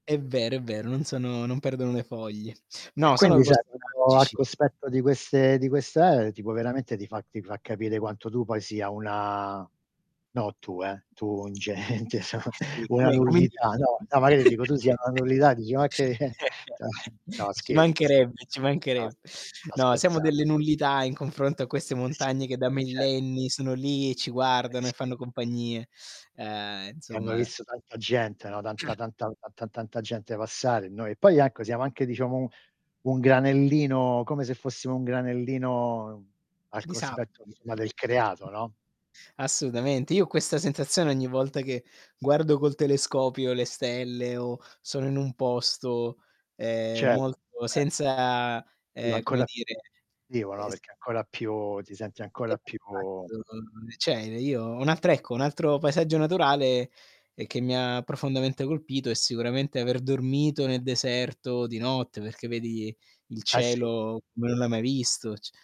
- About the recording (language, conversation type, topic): Italian, unstructured, Quali paesaggi naturali ti hanno ispirato a riflettere sul senso della tua esistenza?
- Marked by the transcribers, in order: static; unintelligible speech; unintelligible speech; laughing while speaking: "gente"; tapping; distorted speech; chuckle; unintelligible speech; laughing while speaking: "eh"; throat clearing; unintelligible speech; unintelligible speech